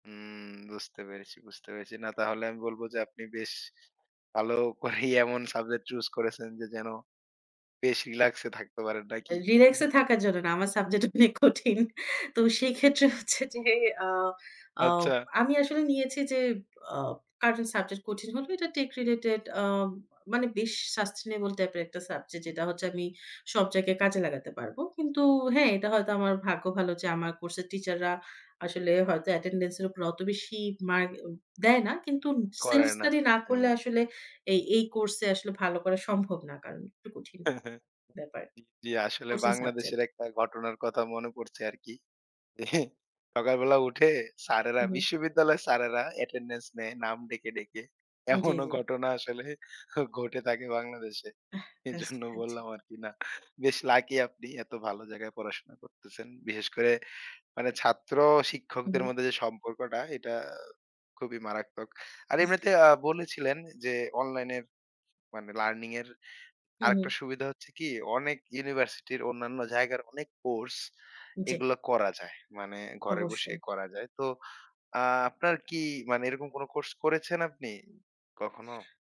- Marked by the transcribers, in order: laughing while speaking: "করেই এমন সাবজেক্ট"; other background noise; laughing while speaking: "আমার সাবজেক্ট অনেক কঠিন"; laughing while speaking: "হচ্ছে"; chuckle; laugh; laughing while speaking: "এমনও ঘটনা আসলে ঘটে থাকে বাংলাদেশে"
- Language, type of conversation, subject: Bengali, podcast, অনলাইন শিক্ষার অভিজ্ঞতা আপনার কেমন হয়েছে?